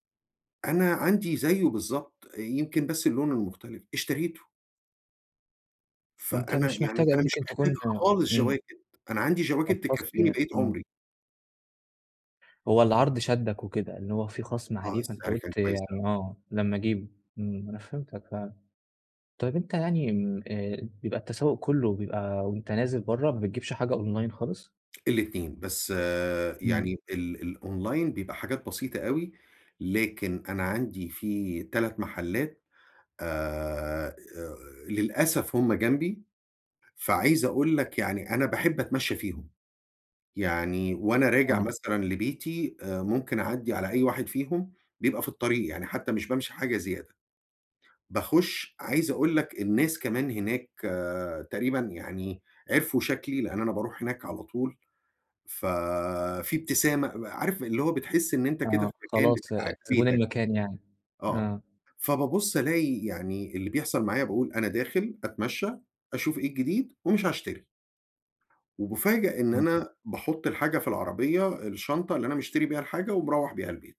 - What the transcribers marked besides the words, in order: in English: "أونلاين"; in English: "الأونلاين"
- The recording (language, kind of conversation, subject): Arabic, advice, إزاي أشتري هدوم وهدايا بجودة كويسة من غير ما أخرج عن الميزانية وأقلّل الهدر؟